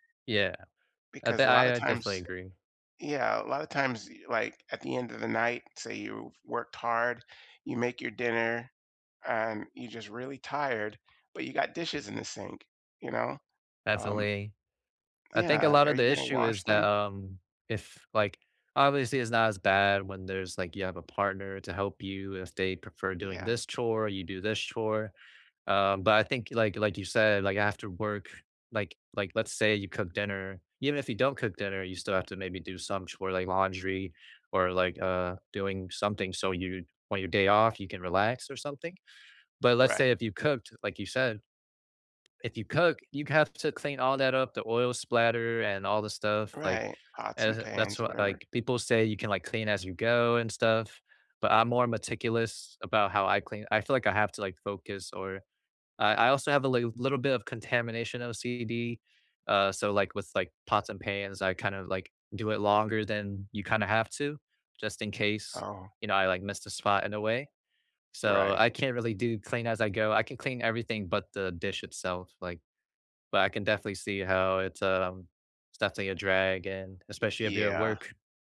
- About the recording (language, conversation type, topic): English, unstructured, Why do chores often feel so frustrating?
- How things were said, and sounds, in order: other background noise